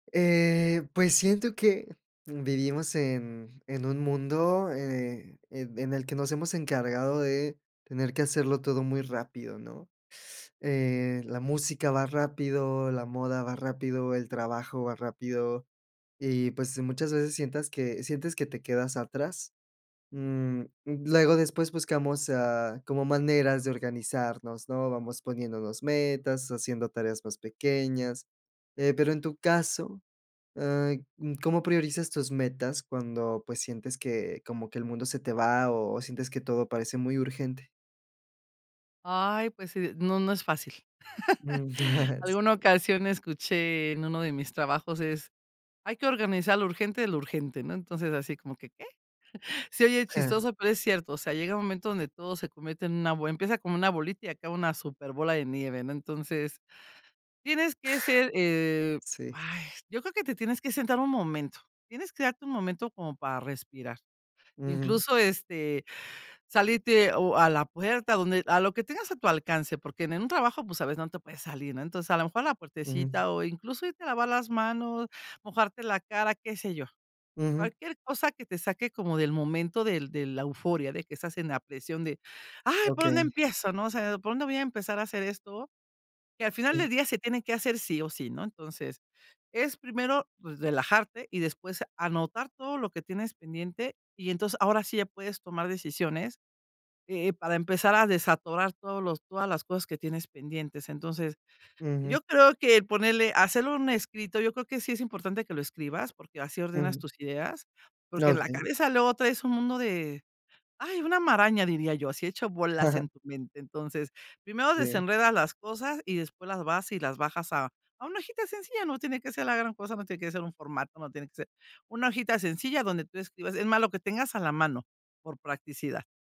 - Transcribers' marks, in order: tapping; laugh; chuckle; chuckle; chuckle; other noise; exhale; chuckle
- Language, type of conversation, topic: Spanish, podcast, ¿Cómo priorizar metas cuando todo parece urgente?